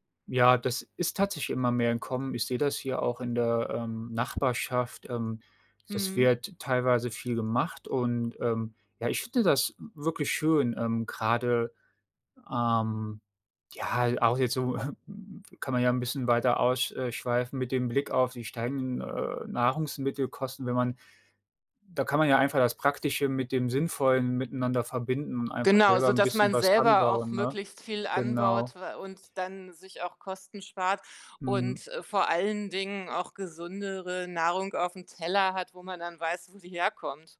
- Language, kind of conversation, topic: German, podcast, Wie können Städte grüner und kühler werden?
- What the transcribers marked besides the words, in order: tapping; snort